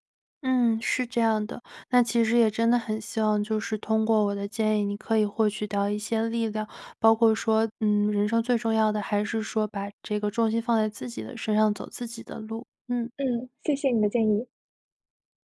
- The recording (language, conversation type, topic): Chinese, advice, 你会因为和同龄人比较而觉得自己的自我价值感下降吗？
- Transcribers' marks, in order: none